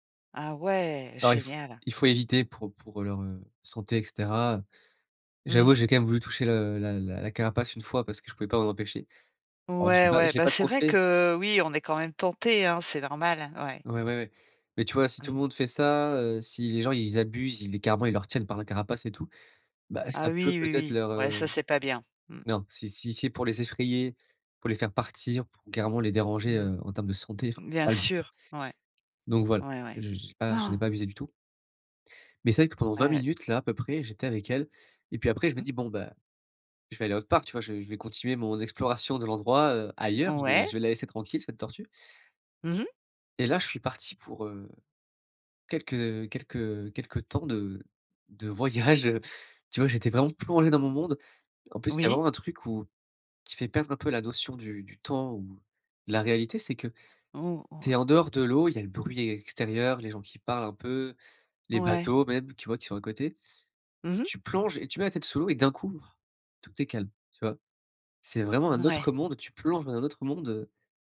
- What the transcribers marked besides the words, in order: gasp; laughing while speaking: "voyage"
- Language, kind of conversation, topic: French, podcast, Raconte une séance où tu as complètement perdu la notion du temps ?